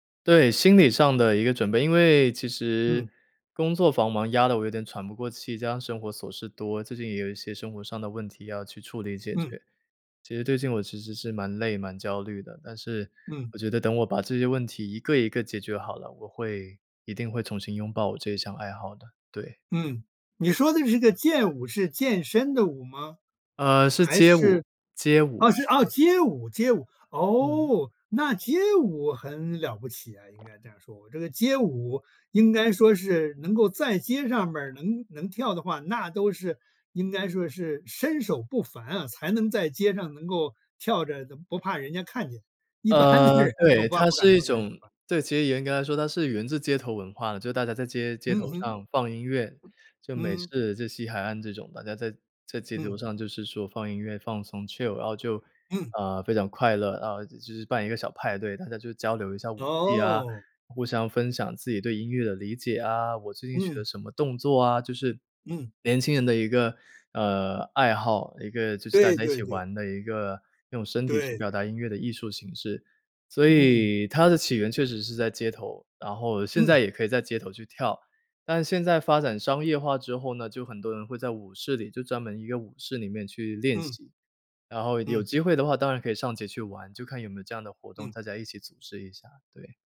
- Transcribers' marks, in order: "繁忙" said as "房忙"; other background noise; laughing while speaking: "一般的人恐怕"; in English: "chill"; tapping
- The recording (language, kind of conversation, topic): Chinese, podcast, 重拾爱好的第一步通常是什么？